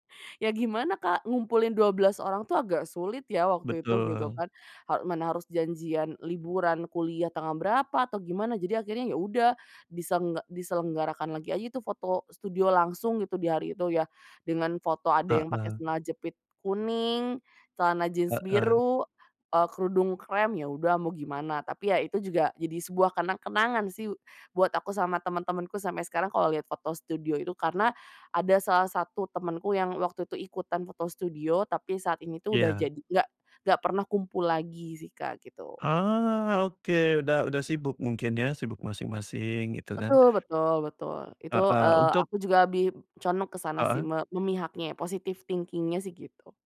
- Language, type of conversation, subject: Indonesian, podcast, Apa pengalaman paling seru saat kamu ngumpul bareng teman-teman waktu masih sekolah?
- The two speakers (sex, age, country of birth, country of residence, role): female, 25-29, Indonesia, Indonesia, guest; male, 40-44, Indonesia, Indonesia, host
- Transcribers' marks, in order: tapping; in English: "positif thinking-nya"